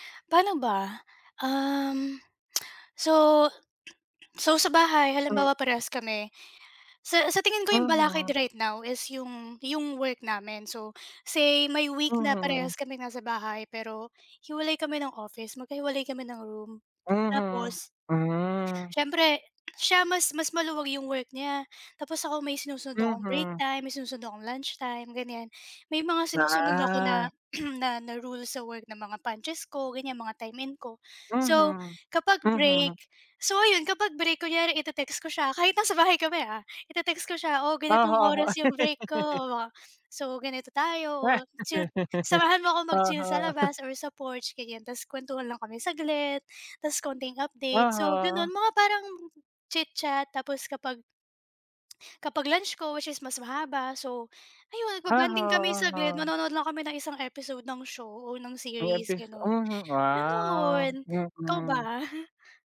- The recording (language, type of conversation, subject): Filipino, unstructured, Ano ang pinakamahalaga sa inyo kapag nagkakaroon kayo ng oras na magkasama?
- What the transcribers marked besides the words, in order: other background noise; tapping; cough; laugh; chuckle